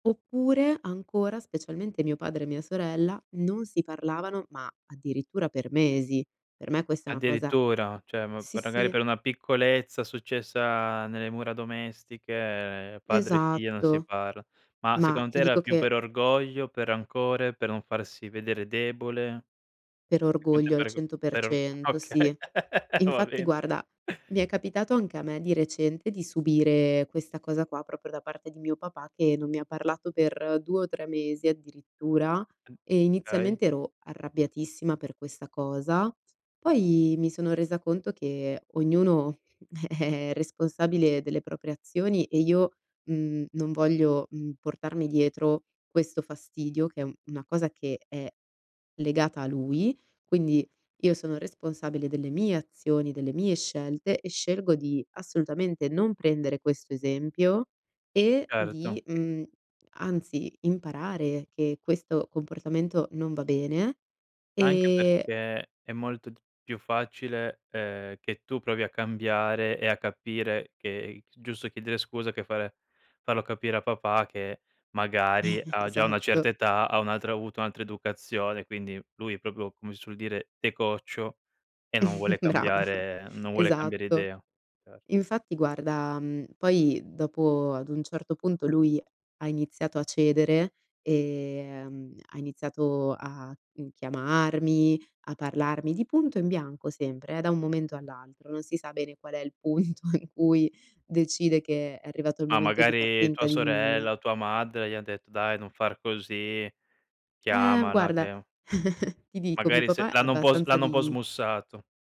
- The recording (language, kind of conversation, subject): Italian, podcast, Come chiedere scusa in modo sincero?
- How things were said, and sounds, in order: "magari" said as "ragari"; unintelligible speech; laugh; laughing while speaking: "va bene"; tapping; chuckle; "okay" said as "kay"; chuckle; stressed: "mie"; stressed: "mie"; chuckle; "proprio" said as "propio"; "di" said as "de"; chuckle; laughing while speaking: "Bravo, esatto"; other background noise; laughing while speaking: "il punto in cui"; chuckle